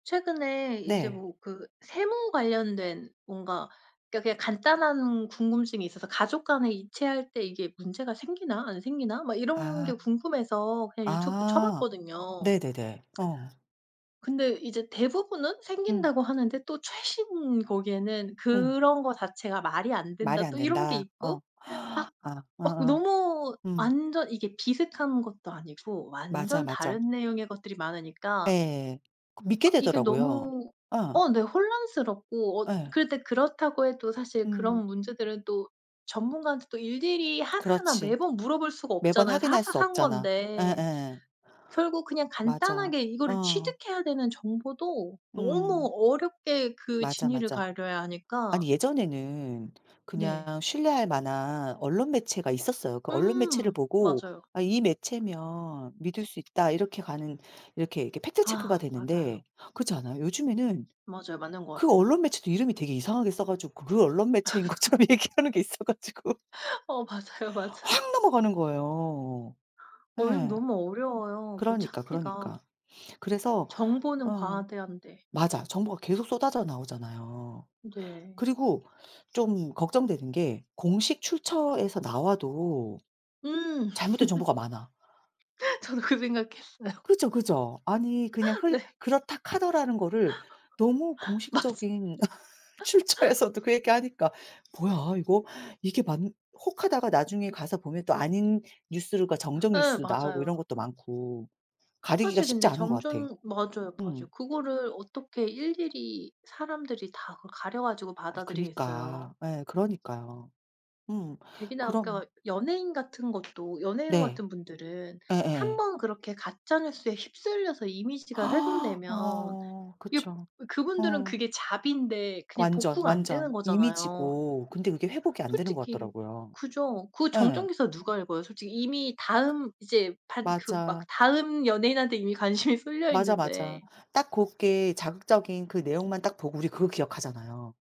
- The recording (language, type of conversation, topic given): Korean, unstructured, 가짜 뉴스와 잘못된 정보를 접했을 때 어떻게 사실 여부를 확인하고 대처하시나요?
- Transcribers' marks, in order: other background noise; gasp; laugh; laughing while speaking: "어 맞아요, 맞아요"; laughing while speaking: "것처럼 얘기하는 게 있어 가지고"; laugh; laughing while speaking: "저도 그 생각했어요"; laughing while speaking: "네"; laugh; laughing while speaking: "맞아"; laughing while speaking: "출처에서도 그 얘기하니까"; laugh; tapping; gasp; in English: "잡인데"; laughing while speaking: "관심이"